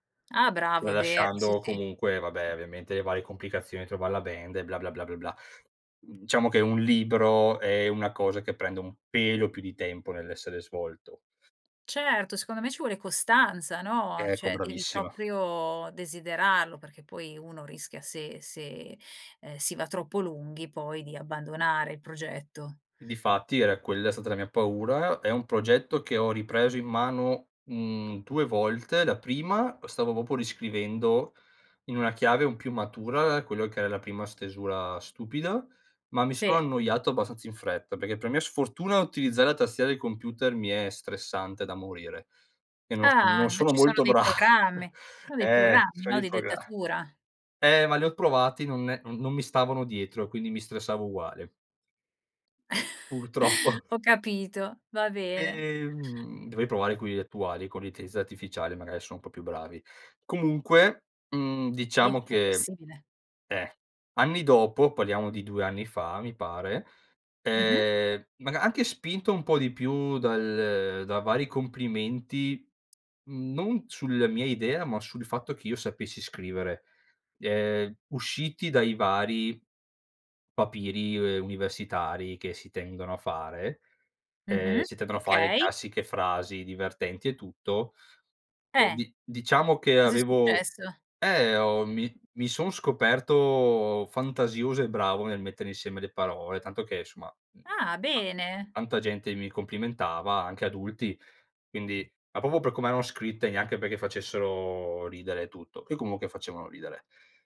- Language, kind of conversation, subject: Italian, podcast, Come trasformi un'idea vaga in qualcosa di concreto?
- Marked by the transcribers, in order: in English: "band"; tapping; "proprio" said as "popo"; laughing while speaking: "bra"; chuckle; chuckle; drawn out: "Ehm"; "intelligenza" said as "intelliza"; "proprio" said as "popo"